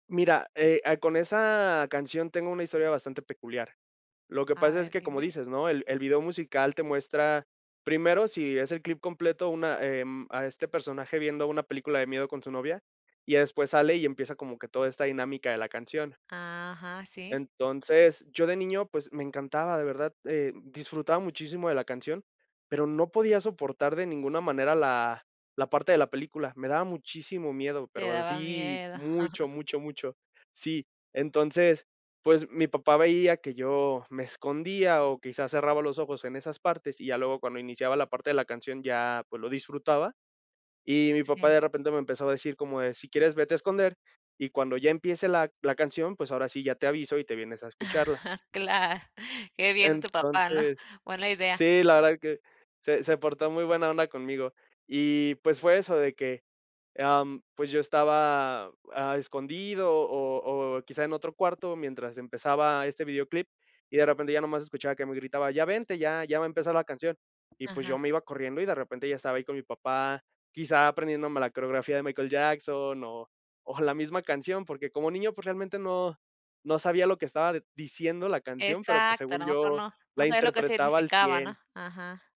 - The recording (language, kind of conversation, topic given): Spanish, podcast, ¿Qué canción te transporta de golpe a tu infancia?
- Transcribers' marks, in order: chuckle; laugh